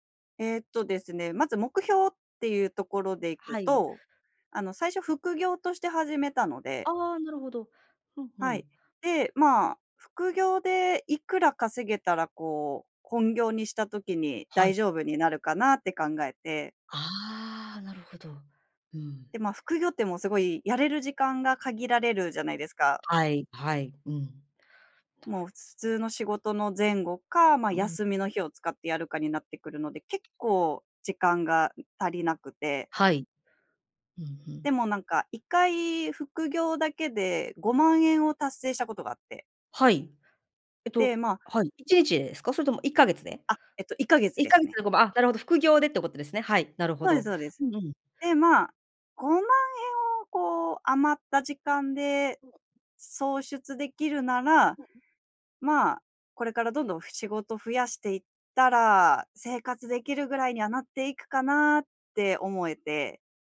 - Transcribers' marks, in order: other noise; unintelligible speech
- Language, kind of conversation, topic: Japanese, podcast, スキルをゼロから学び直した経験を教えてくれますか？